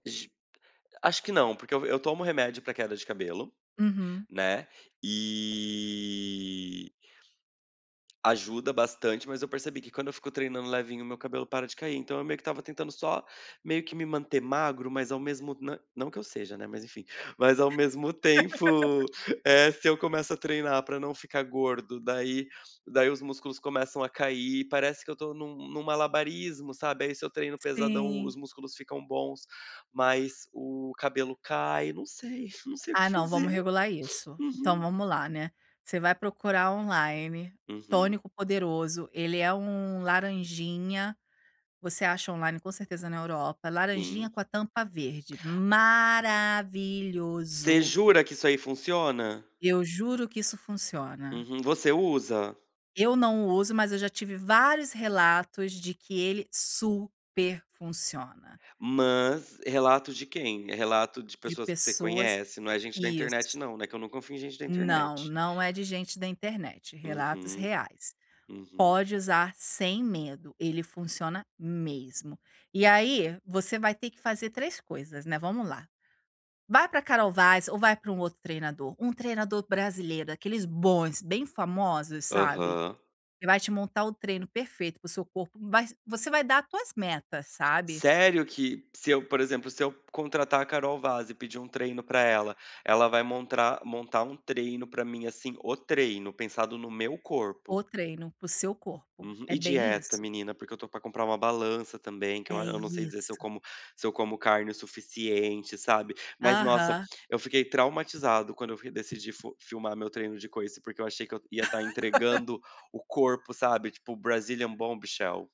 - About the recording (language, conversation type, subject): Portuguese, advice, Como lidar com a frustração de não ver progresso apesar de treinar regularmente?
- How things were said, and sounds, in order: drawn out: "e"; tapping; laugh; sad: "não sei, não sei o que fazer. Uhum"; drawn out: "maravilhoso"; stressed: "super"; "montar-" said as "montrar"; laugh; in English: "Brazilian Bombshell"